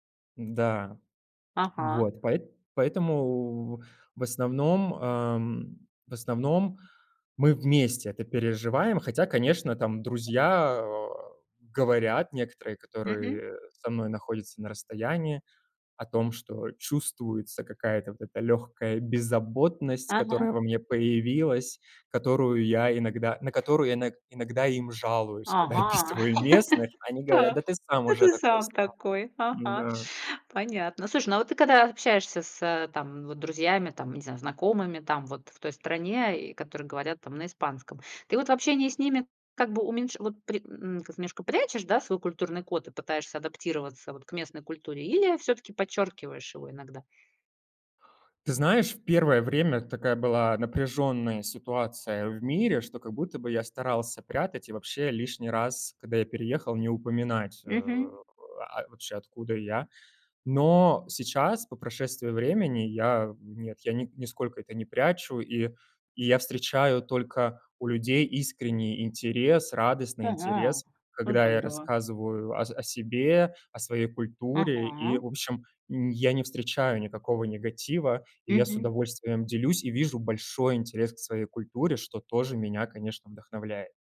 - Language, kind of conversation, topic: Russian, podcast, Как миграция или переезд повлияли на ваше чувство идентичности?
- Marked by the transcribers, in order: tapping; other background noise; laughing while speaking: "описываю"; chuckle